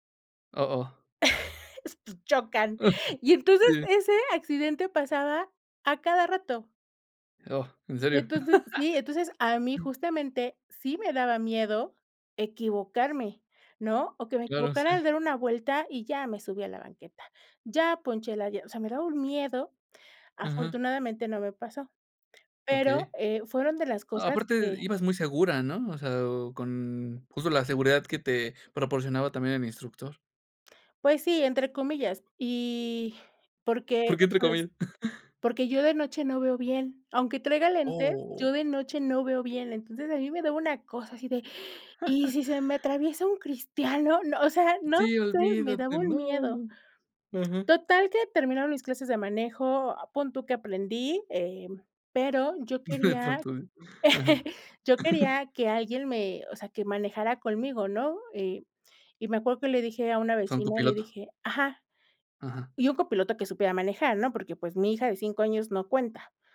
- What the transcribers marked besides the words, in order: chuckle; other background noise; chuckle; drawn out: "Y"; chuckle; chuckle; gasp; tongue click; chuckle; laughing while speaking: "De"; chuckle
- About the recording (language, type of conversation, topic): Spanish, podcast, ¿Cómo superas el miedo a equivocarte al aprender?